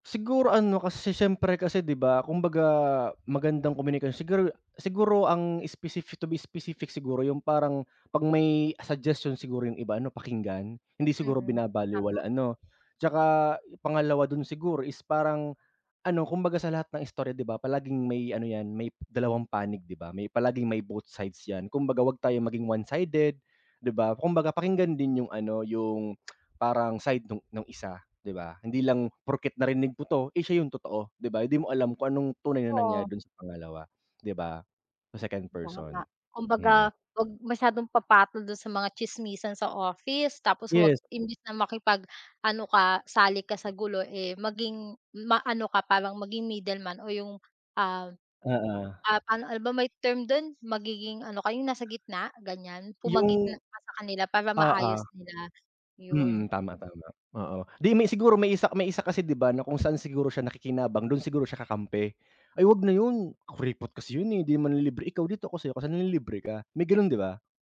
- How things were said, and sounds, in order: other background noise; tapping; lip smack
- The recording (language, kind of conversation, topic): Filipino, unstructured, Ano ang pinakamahalagang katangian ng isang mabuting katrabaho?